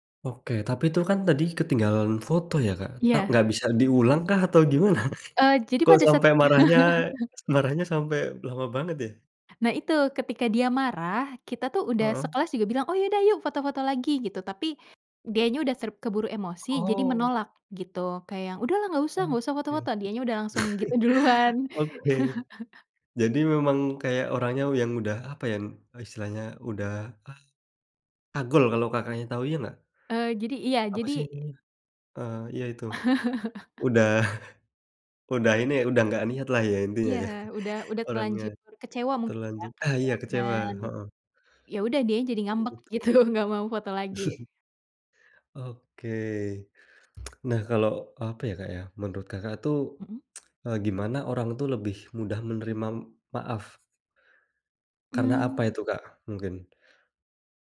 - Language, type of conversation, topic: Indonesian, podcast, Bagaimana cara meminta maaf yang tulus menurutmu?
- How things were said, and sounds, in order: laughing while speaking: "gimana?"; laugh; chuckle; laughing while speaking: "duluan"; chuckle; chuckle; chuckle; laughing while speaking: "gitu"; chuckle; tsk; tsk